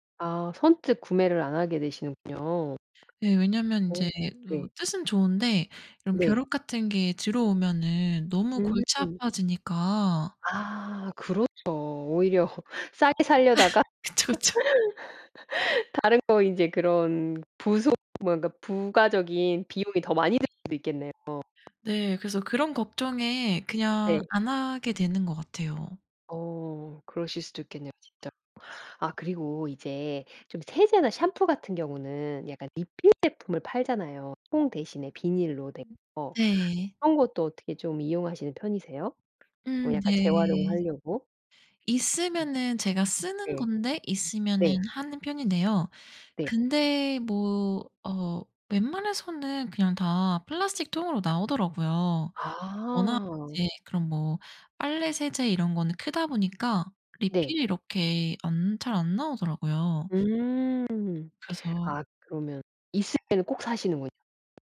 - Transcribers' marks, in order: other background noise; tapping; laughing while speaking: "오히려 싸게 사려다가"; laugh; laughing while speaking: "그쵸, 그쵸"; laugh
- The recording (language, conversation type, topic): Korean, podcast, 일상에서 실천하는 친환경 습관이 무엇인가요?